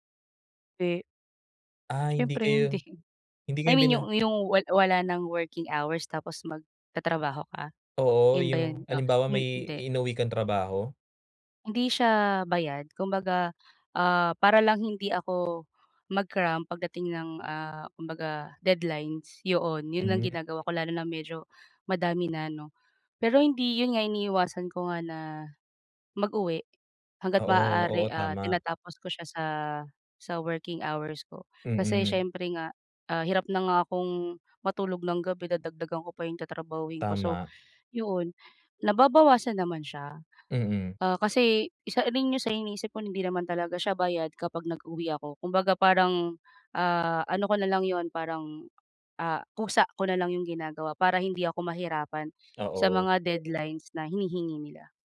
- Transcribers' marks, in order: tapping
- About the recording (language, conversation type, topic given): Filipino, advice, Paano ako makakakuha ng mas mabuting tulog gabi-gabi?